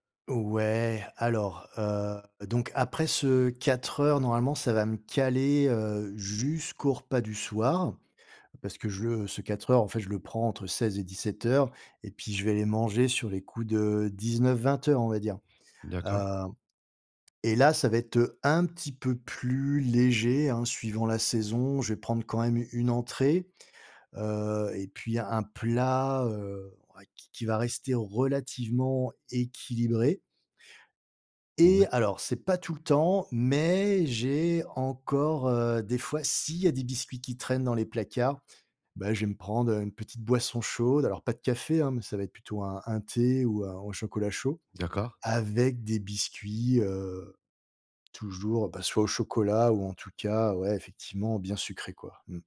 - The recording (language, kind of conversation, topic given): French, advice, Comment équilibrer mon alimentation pour avoir plus d’énergie chaque jour ?
- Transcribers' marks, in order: other background noise; stressed: "Et"; stressed: "mais"; stressed: "s'il"